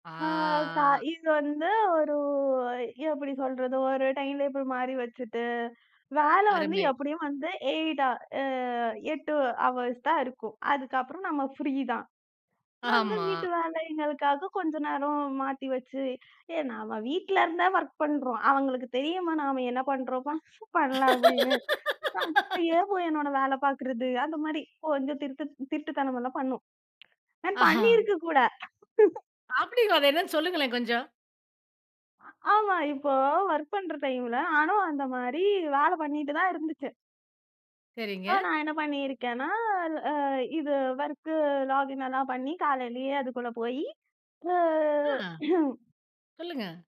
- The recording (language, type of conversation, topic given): Tamil, podcast, நீங்கள் ஓய்வெடுக்க தினசரி என்ன பழக்கங்களைப் பின்பற்றுகிறீர்கள்?
- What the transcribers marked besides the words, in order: drawn out: "ஆ"; in English: "டைம் டேபிள்"; in English: "எய்ட் ஆர், அ எட்டு ஹவர்ஸ்"; tapping; in English: "வொர்க்"; laugh; other noise; laugh; in English: "வொர்க்"; in English: "வொர்க் லாக்இன்"; throat clearing